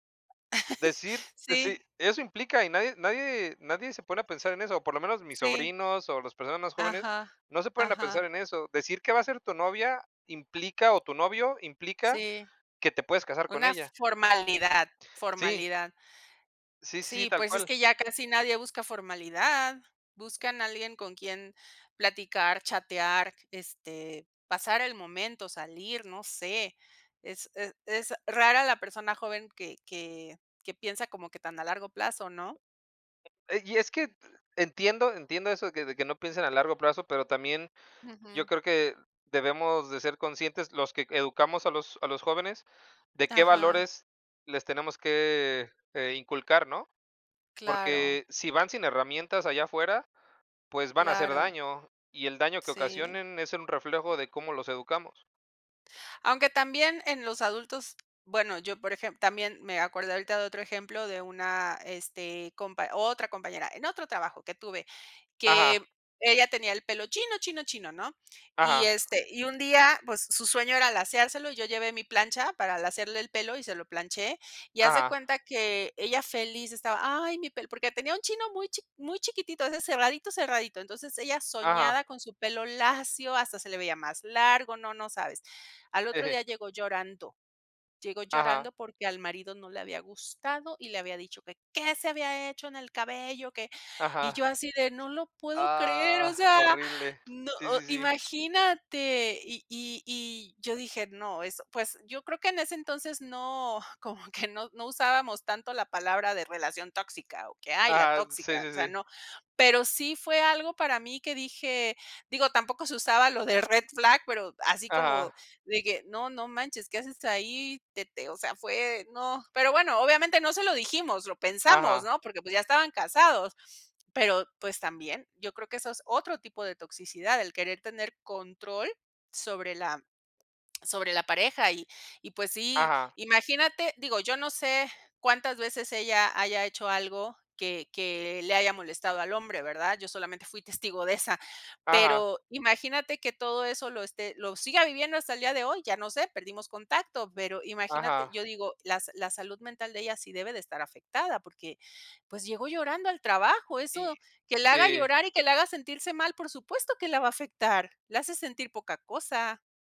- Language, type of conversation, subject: Spanish, unstructured, ¿Crees que las relaciones tóxicas afectan mucho la salud mental?
- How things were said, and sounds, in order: other background noise; chuckle; tapping; chuckle; put-on voice: "¿Qué se había hecho en el cabello?, que"